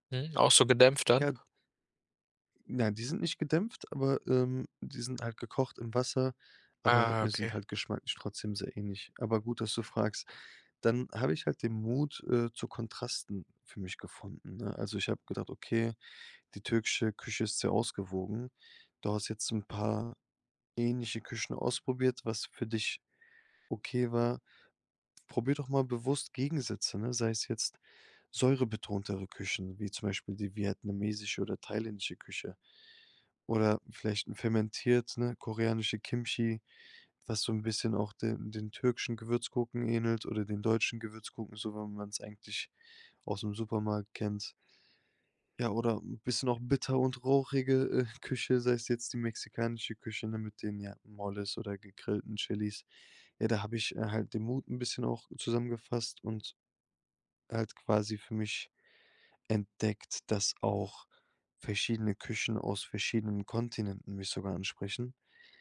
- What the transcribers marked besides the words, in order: none
- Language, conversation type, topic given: German, podcast, Welche Tipps gibst du Einsteigerinnen und Einsteigern, um neue Geschmäcker zu entdecken?